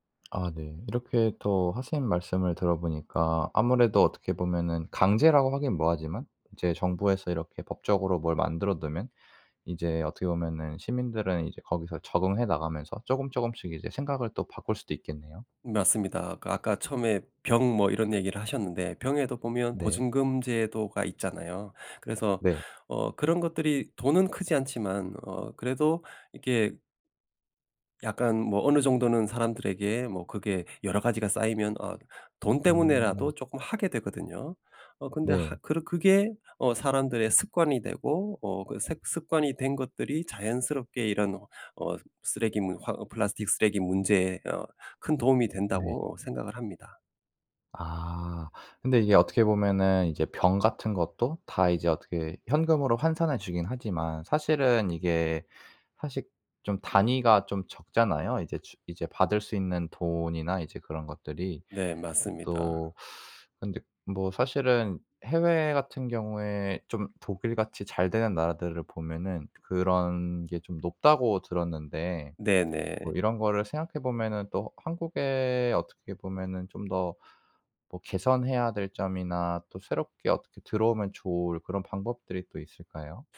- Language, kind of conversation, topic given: Korean, podcast, 플라스틱 쓰레기 문제, 어떻게 해결할 수 있을까?
- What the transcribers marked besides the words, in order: tapping